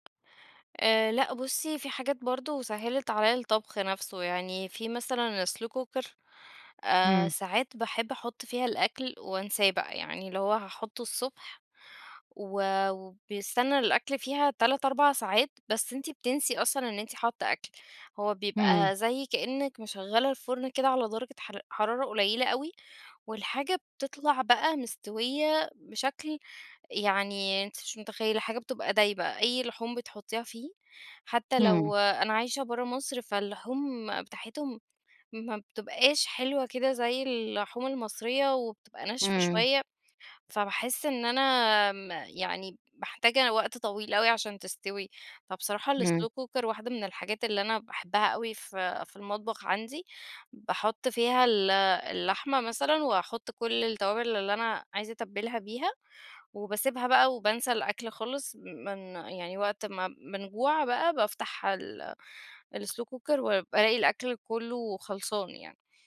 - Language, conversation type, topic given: Arabic, podcast, شو الأدوات البسيطة اللي بتسهّل عليك التجريب في المطبخ؟
- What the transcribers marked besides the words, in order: tapping; in English: "slow cooker"; in English: "الslow cooker"; in English: "الslow cooker"